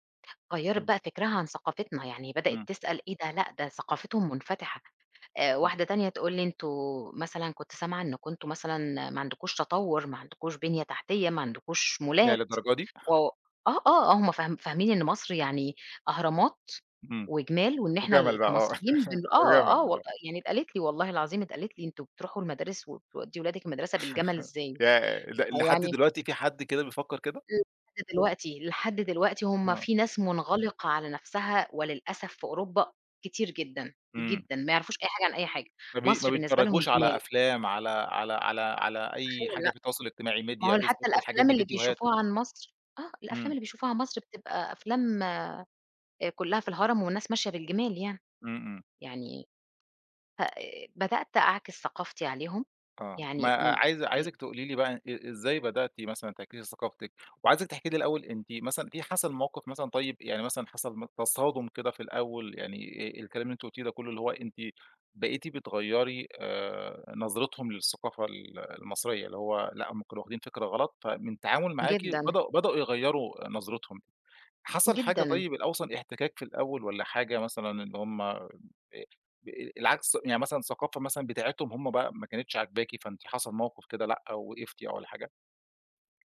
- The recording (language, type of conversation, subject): Arabic, podcast, إزاي ثقافتك بتأثر على شغلك؟
- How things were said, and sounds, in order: tapping; in English: "مولات"; other noise; laugh; laugh; unintelligible speech; in English: "ميديا"